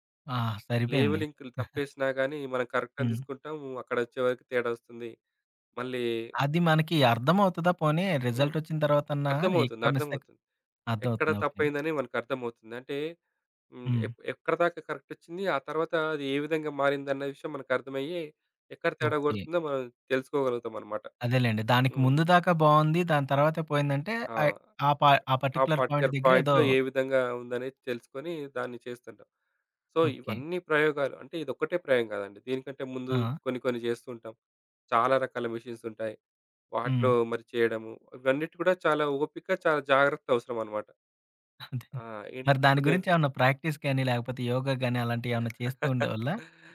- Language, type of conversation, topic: Telugu, podcast, బలహీనతను బలంగా మార్చిన ఒక ఉదాహరణ చెప్పగలరా?
- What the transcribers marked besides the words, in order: chuckle; in English: "కరెక్ట్"; tapping; in English: "మిస్‌టేక్"; other background noise; in English: "కరెక్ట్"; in English: "పార్టిక్యులర్ పాయింట్‌లో"; in English: "పా పార్టిక్యులర్ పాయింట్"; in English: "సో"; in English: "ప్రాక్టీస్"; laugh